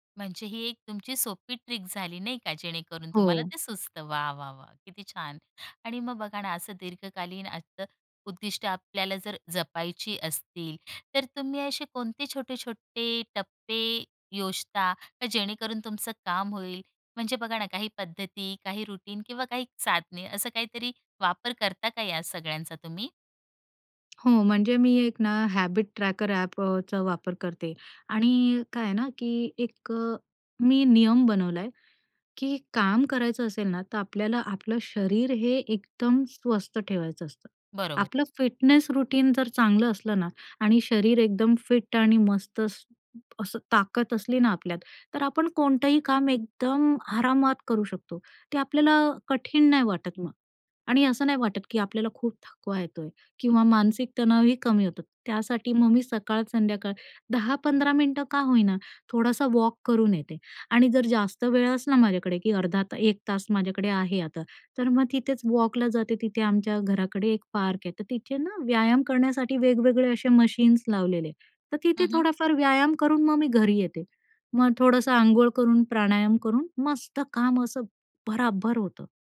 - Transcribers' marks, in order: surprised: "म्हणजे ही एक तुमची सोपी … वा! किती छान!"; in English: "ट्रिक"; in English: "रुटीन"; in English: "हॅबिट ट्रॅकर ॲप"; in English: "फिटनेस"; in English: "वॉक"
- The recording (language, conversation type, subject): Marathi, podcast, स्वतःला प्रेरित ठेवायला तुम्हाला काय मदत करतं?